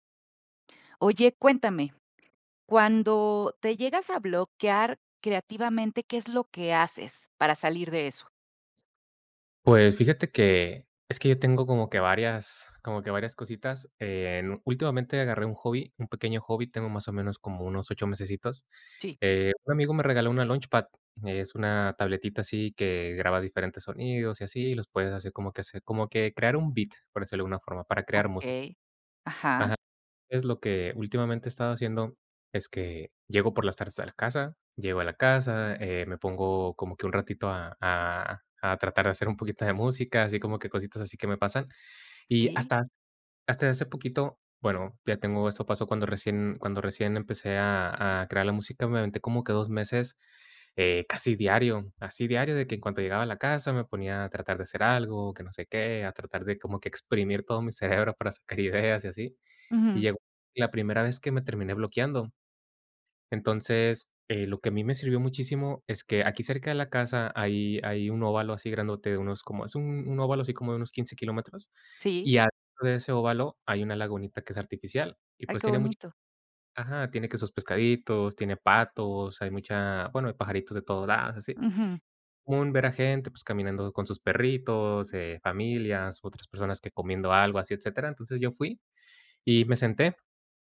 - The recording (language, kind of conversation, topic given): Spanish, podcast, ¿Qué haces cuando te bloqueas creativamente?
- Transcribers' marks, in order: none